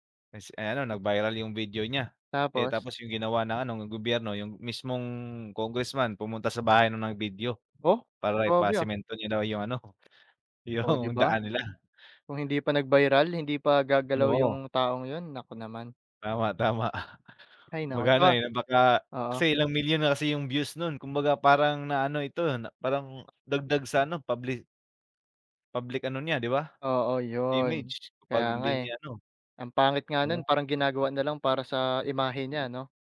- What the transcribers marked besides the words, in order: chuckle
- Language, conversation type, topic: Filipino, unstructured, Ano ang papel ng midya sa pagsubaybay sa pamahalaan?